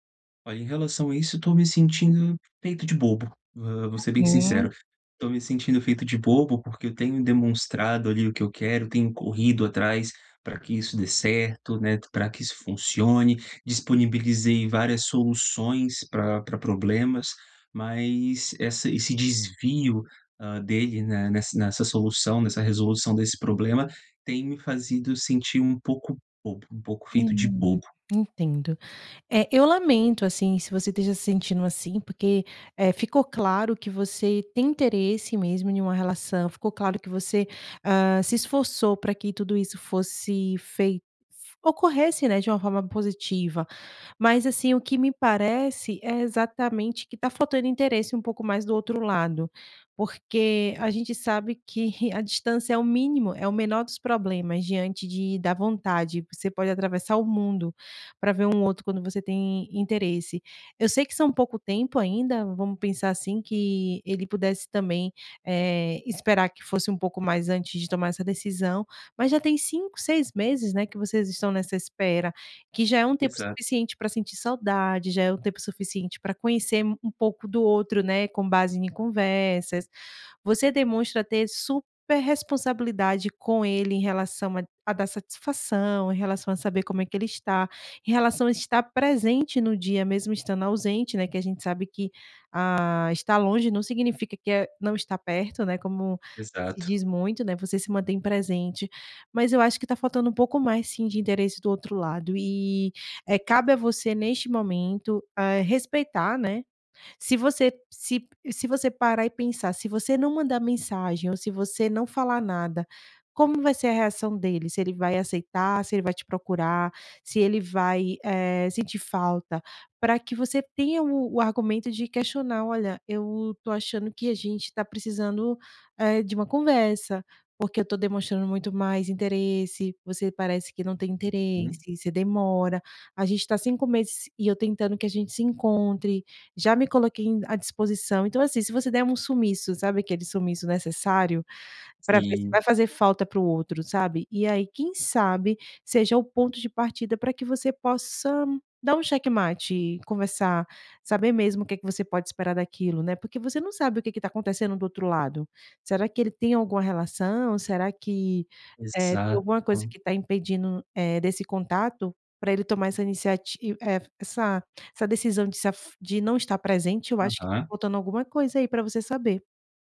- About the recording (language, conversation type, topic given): Portuguese, advice, Como você descreveria seu relacionamento à distância?
- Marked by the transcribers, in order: "feito" said as "fazido"